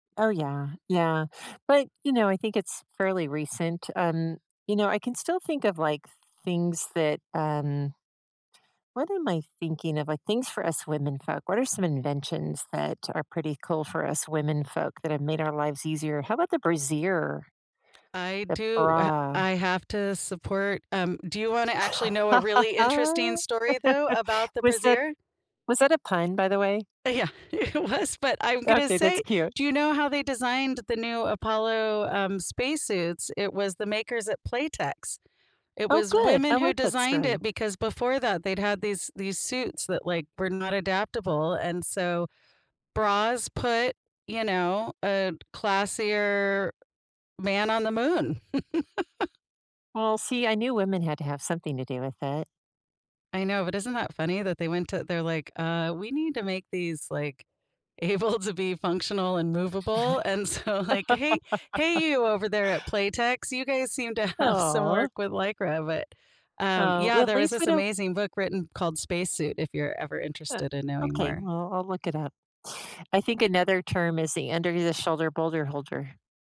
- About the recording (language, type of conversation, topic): English, unstructured, What do you think is the most important invention in history?
- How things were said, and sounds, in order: other background noise; chuckle; laughing while speaking: "Yeah, it was"; tapping; chuckle; laughing while speaking: "able"; laugh; laughing while speaking: "so"; laughing while speaking: "have"